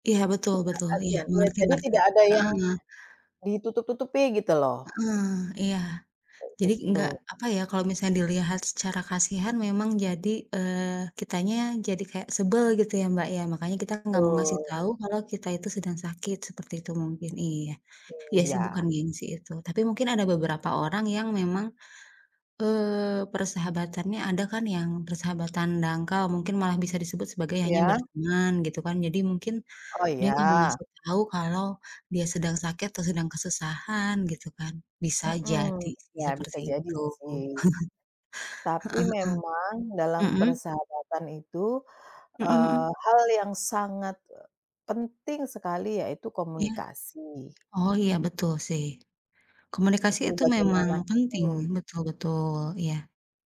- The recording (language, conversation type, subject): Indonesian, unstructured, Apa yang membuat sebuah persahabatan bertahan lama?
- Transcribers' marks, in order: tapping; other background noise; chuckle